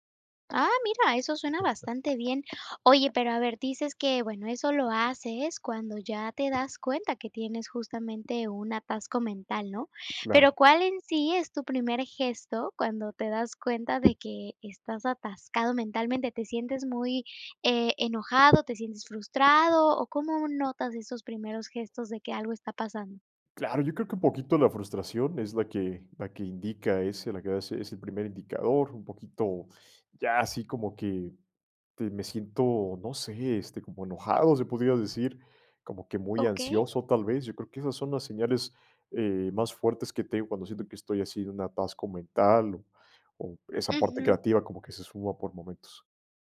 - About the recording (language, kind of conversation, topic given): Spanish, podcast, ¿Qué técnicas usas para salir de un bloqueo mental?
- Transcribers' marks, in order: other background noise